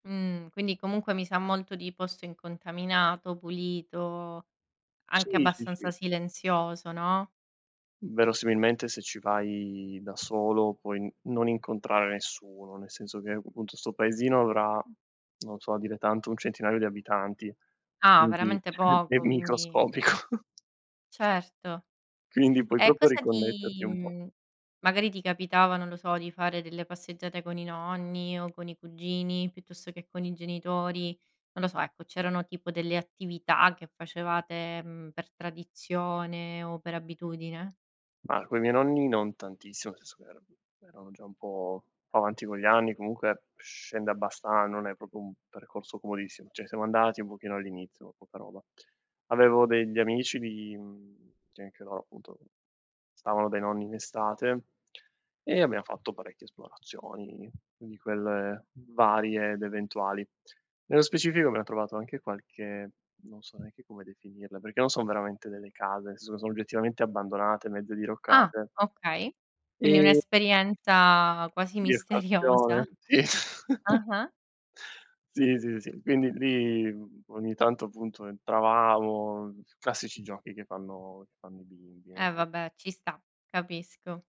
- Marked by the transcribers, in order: other background noise; chuckle; laughing while speaking: "è microscopico"; chuckle; "proprio" said as "propo"; "cioè" said as "ceh"; "senso" said as "snso"; laughing while speaking: "misteriosa"; laughing while speaking: "sì"; chuckle
- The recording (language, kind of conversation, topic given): Italian, podcast, C'è un luogo nella natura in cui torni sempre volentieri?